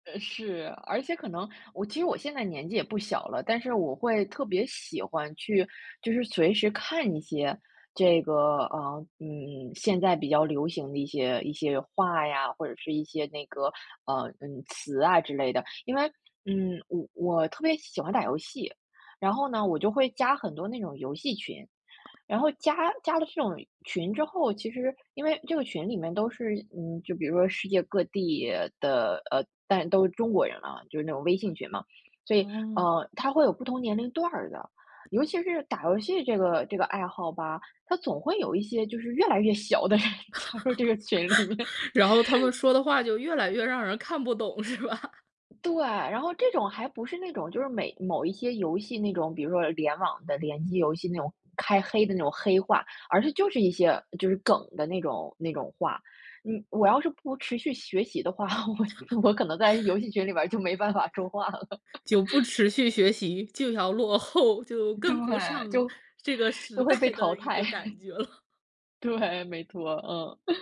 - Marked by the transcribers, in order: tapping; other background noise; laughing while speaking: "的人加入这个群里面"; chuckle; laughing while speaking: "是吧？"; chuckle; laughing while speaking: "我 我可能在"; chuckle; laughing while speaking: "说话了"; chuckle; laughing while speaking: "后"; laughing while speaking: "代"; chuckle; laughing while speaking: "了"; laughing while speaking: "对，没错，嗯"; chuckle
- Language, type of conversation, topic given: Chinese, podcast, 你特别喜欢哪个网络流行语，为什么？